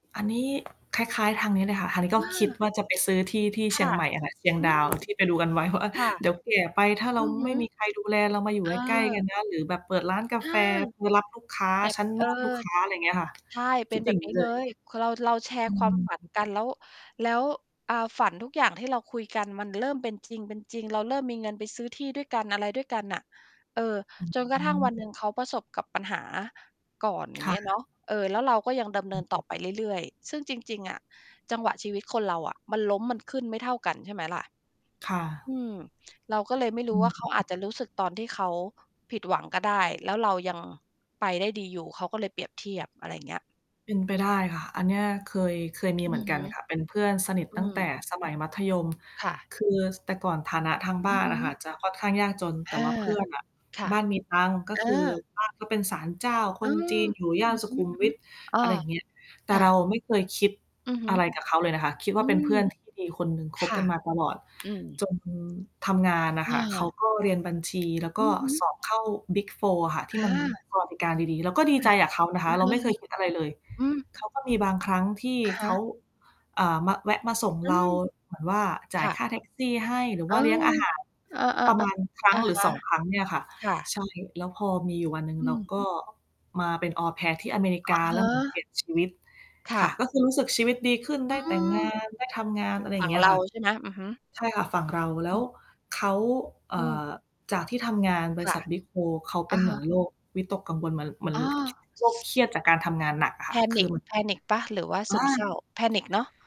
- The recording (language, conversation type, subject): Thai, unstructured, คุณคิดว่าเราควรดูแลจิตใจของตัวเองอย่างไรบ้าง?
- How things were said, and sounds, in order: distorted speech; tapping; laughing while speaking: "ไว้ว่า"; other background noise; static; other noise; in English: "Big Four"; in English: "Big Four"; in English: "panic panic"; in English: "panic"